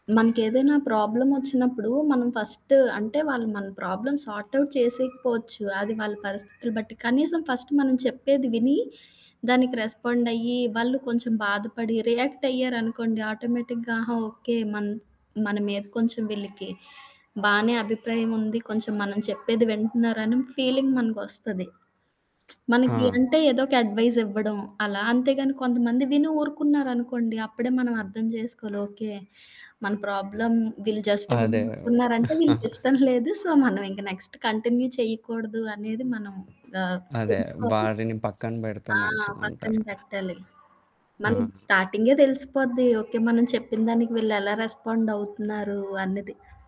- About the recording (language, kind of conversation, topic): Telugu, podcast, నిజమైన మిత్రుణ్ని గుర్తించడానికి ముఖ్యమైన మూడు లక్షణాలు ఏవి?
- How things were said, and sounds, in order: static; other background noise; in English: "ప్రాబ్లమ్"; in English: "ఫస్ట్"; in English: "ప్రాబ్లమ్ సార్ట్ఔట్"; background speech; in English: "ఫస్ట్"; in English: "రెస్పాండ్"; in English: "ఆటోమేటిక్‌గా"; in English: "ఫీలింగ్"; lip smack; in English: "అడ్వైజ్"; in English: "ప్రాబ్లమ్"; in English: "జస్ట్"; chuckle; laughing while speaking: "ఇష్టం లేదు"; in English: "సో"; in English: "నెక్స్ట్ కంటిన్యూ"; in English: "రెస్పాండ్"